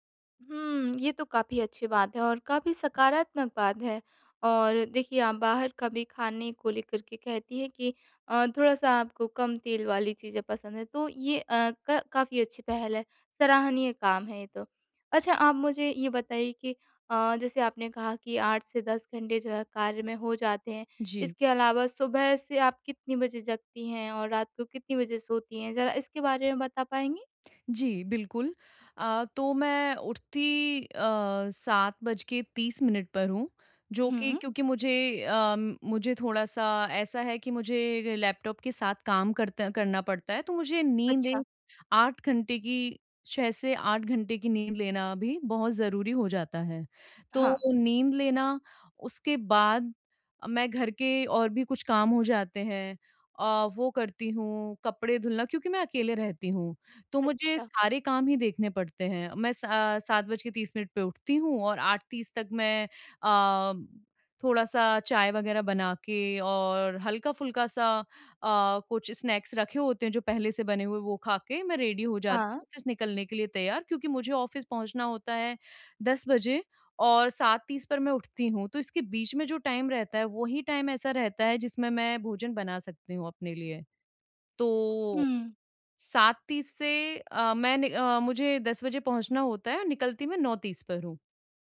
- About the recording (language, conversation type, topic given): Hindi, advice, कम समय में स्वस्थ भोजन कैसे तैयार करें?
- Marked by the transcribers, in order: tapping; tongue click; other background noise; other noise; in English: "स्नैक्स"; in English: "रेडी"; in English: "ऑफिस"; in English: "ऑफिस"; in English: "टाइम"; in English: "टाइम"